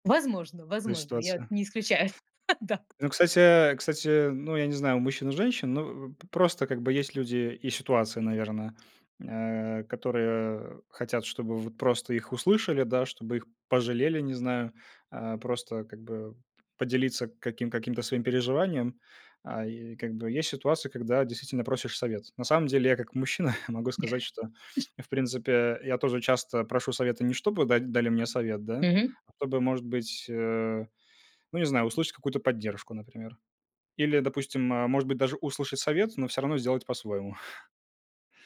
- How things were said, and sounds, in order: other background noise; tapping; chuckle; chuckle; other noise; chuckle
- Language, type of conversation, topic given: Russian, unstructured, Как убедить друга изменить своё мнение, не принуждая его к этому?